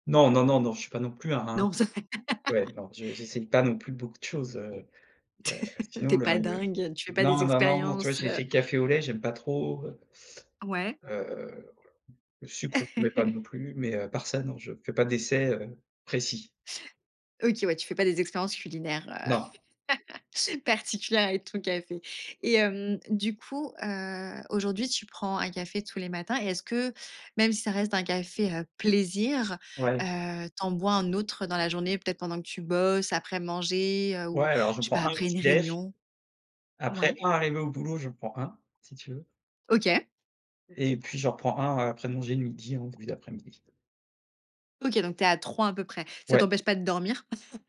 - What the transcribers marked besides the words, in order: laugh; laugh; laugh; laugh; tapping; chuckle
- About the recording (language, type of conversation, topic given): French, podcast, Quelle est ta relation avec le café et l’énergie ?
- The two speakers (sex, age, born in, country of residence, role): female, 30-34, France, France, host; male, 35-39, France, France, guest